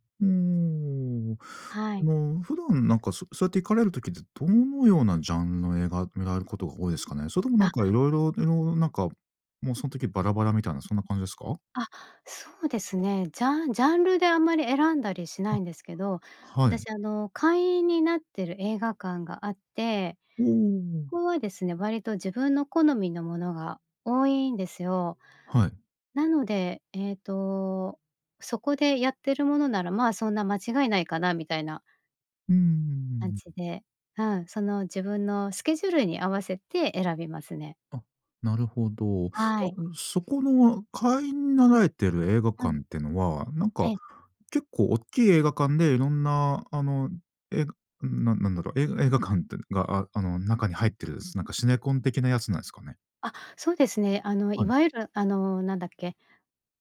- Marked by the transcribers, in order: none
- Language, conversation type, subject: Japanese, podcast, 映画は映画館で観るのと家で観るのとでは、どちらが好きですか？